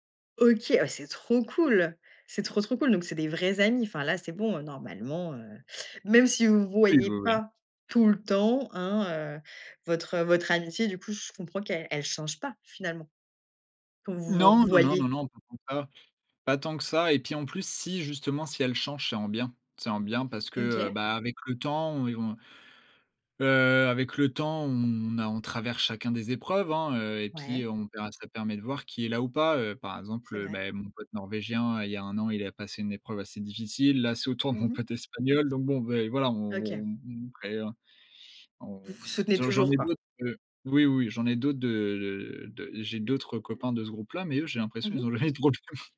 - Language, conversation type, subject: French, podcast, Comment bâtis-tu des amitiés en ligne par rapport à la vraie vie, selon toi ?
- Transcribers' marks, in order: stressed: "vrais"; laughing while speaking: "au tour de mon pote espagnol"; laughing while speaking: "ils ont jamais de problèmes"